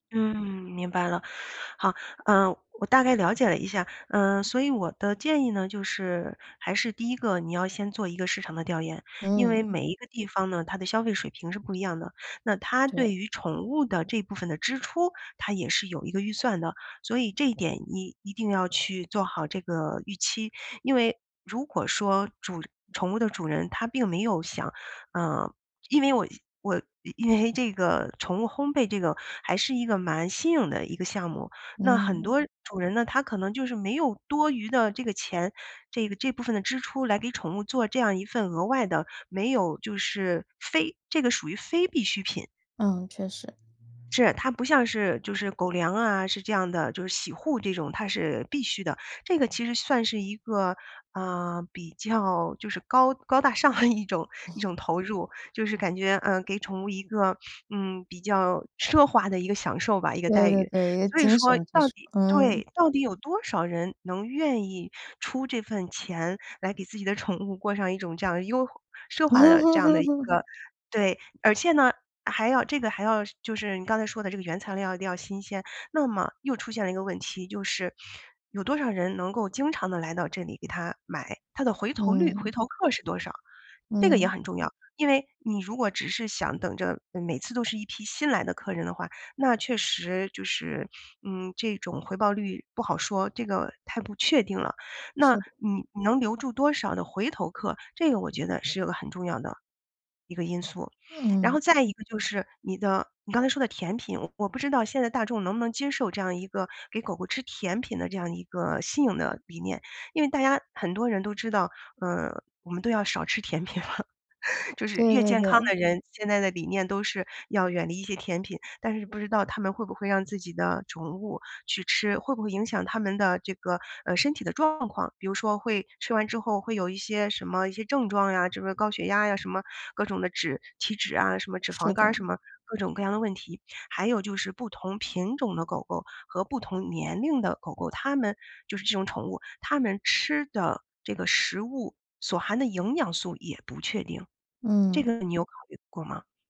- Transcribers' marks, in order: other street noise; laughing while speaking: "高大上"; other background noise; sniff; laugh; sniff; sniff; laughing while speaking: "甜品了"; laugh
- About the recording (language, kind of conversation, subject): Chinese, advice, 我因为害怕经济失败而不敢创业或投资，该怎么办？